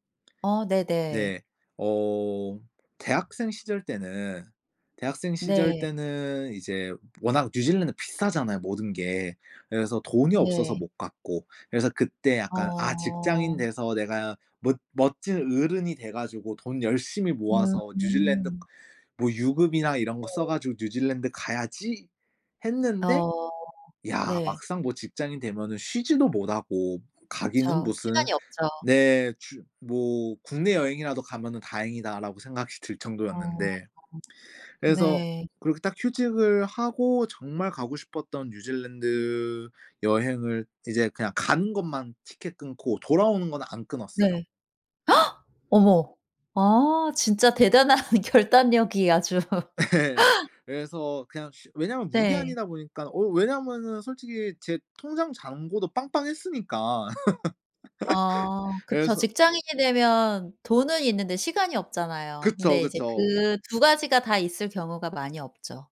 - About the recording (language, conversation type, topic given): Korean, podcast, 번아웃을 겪은 뒤 업무에 복귀할 때 도움이 되는 팁이 있을까요?
- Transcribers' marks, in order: other background noise; "어른" said as "으른"; gasp; laughing while speaking: "대단한 결단력이 아주"; laughing while speaking: "예"; laugh; laugh